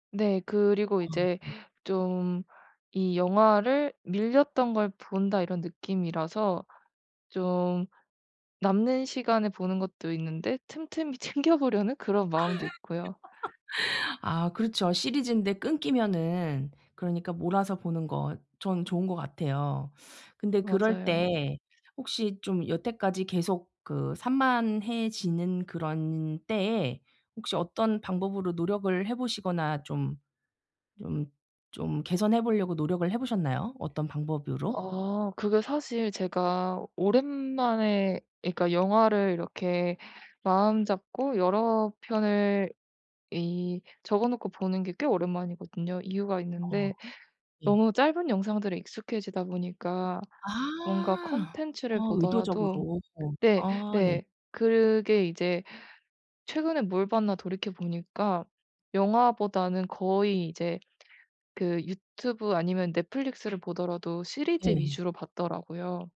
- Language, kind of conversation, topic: Korean, advice, 영화나 음악을 감상할 때 스마트폰 때문에 자꾸 산만해져서 집중이 안 되는데, 어떻게 하면 좋을까요?
- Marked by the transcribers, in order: laughing while speaking: "챙겨"; other background noise; laugh; tapping